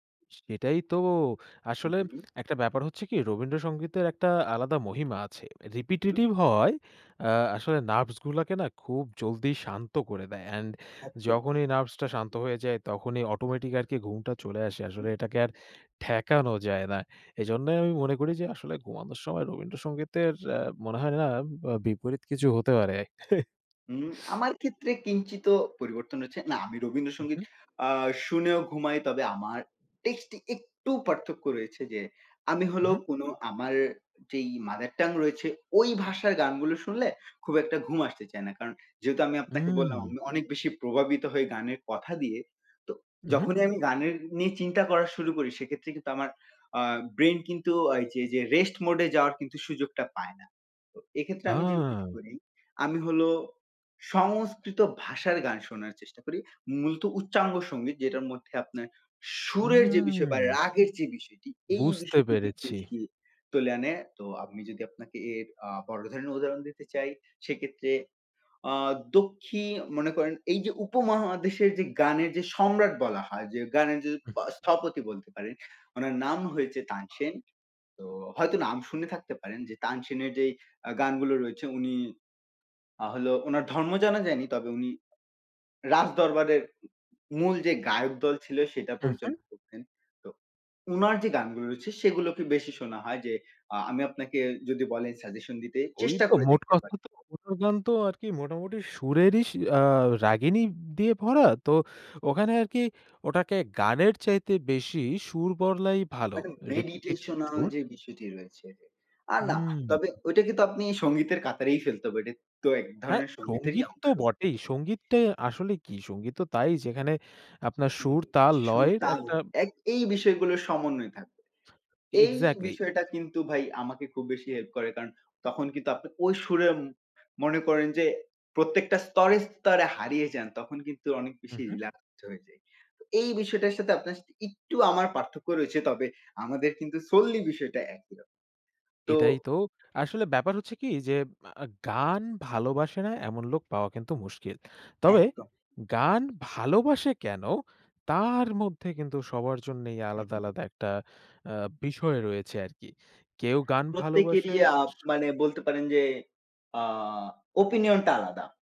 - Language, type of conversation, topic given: Bengali, unstructured, সঙ্গীত আপনার জীবনে কী ধরনের প্রভাব ফেলেছে?
- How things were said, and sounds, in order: lip smack; chuckle; drawn out: "উম"; unintelligible speech; other background noise; in English: "solely"; tapping